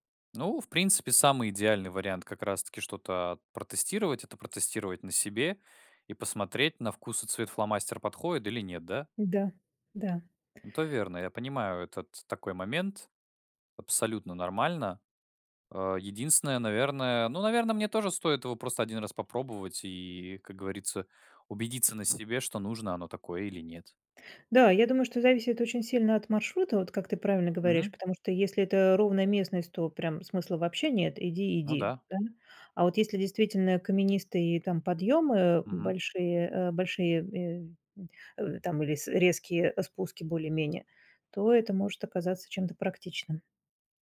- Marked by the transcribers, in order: tapping
- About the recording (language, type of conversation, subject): Russian, podcast, Как подготовиться к однодневному походу, чтобы всё прошло гладко?